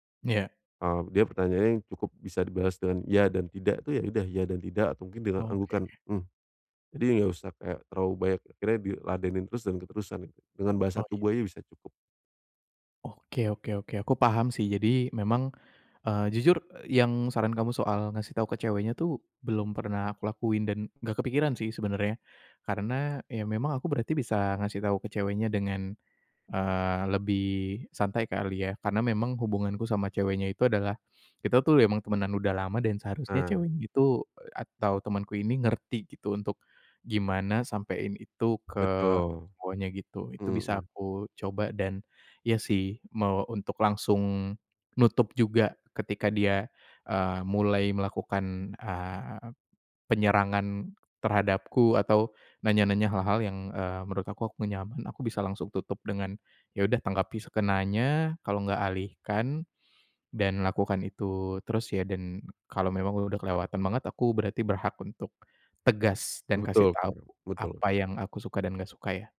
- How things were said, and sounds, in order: none
- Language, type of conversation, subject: Indonesian, advice, Bagaimana cara menghadapi teman yang tidak menghormati batasan tanpa merusak hubungan?